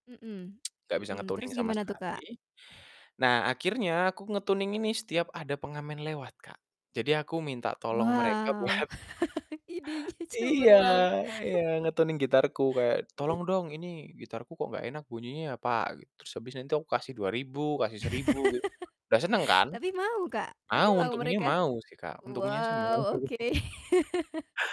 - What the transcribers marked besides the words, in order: distorted speech; tsk; in English: "nge-tuning"; in English: "nge-tuning"; laugh; laughing while speaking: "buat"; laughing while speaking: "idenya"; in English: "nge-tuning"; chuckle; other background noise; laugh; laughing while speaking: "mau"; laugh
- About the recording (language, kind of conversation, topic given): Indonesian, podcast, Gimana keluarga memengaruhi selera musikmu?